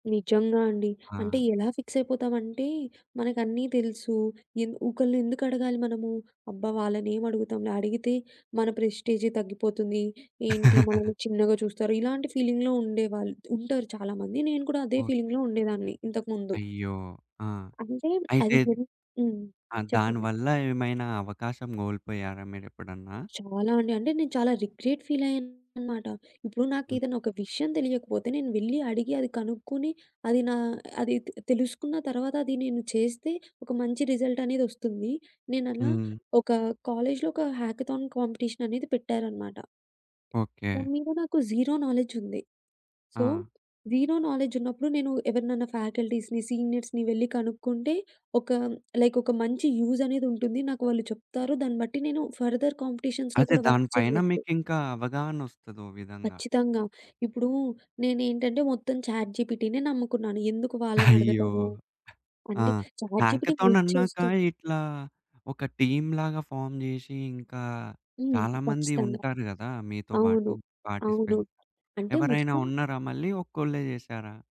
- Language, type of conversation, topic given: Telugu, podcast, గతంలో తీసుకున్న నిర్ణయం తప్పు అని తెలిసిన తర్వాత దాన్ని మీరు ఎలా సరిచేశారు?
- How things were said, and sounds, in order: in English: "ఫిక్స్"; laugh; in English: "ఫీలింగ్‌లో"; in English: "ఫీలింగ్‌లో"; in English: "రిగ్రెట్ ఫీల్"; tapping; in English: "జీరో నాలెడ్జ్"; in English: "సో జీరో నాలెడ్జ్"; in English: "ఫ్యాకల్టీస్‌ని, సీనియర్స్‌ని"; in English: "లైక్"; in English: "యూజ్"; in English: "ఫర్‌దర్ కాంపిటీషన్స్‌లో"; in English: "వర్క్"; other background noise; in English: "హెల్ప్"; in English: "టీమ్‌లాగా ఫార్మ్"; in English: "పార్టిసిపెంట్"